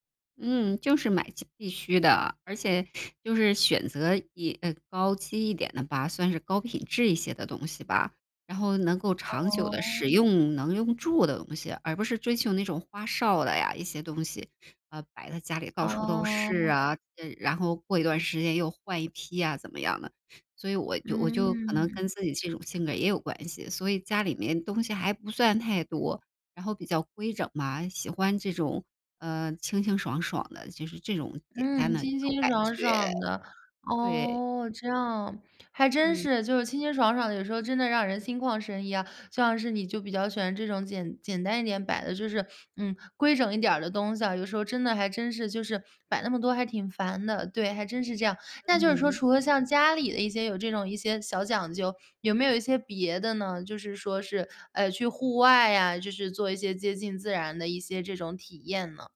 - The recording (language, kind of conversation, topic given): Chinese, podcast, 在城市里如何实践自然式的简约？
- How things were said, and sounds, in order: other background noise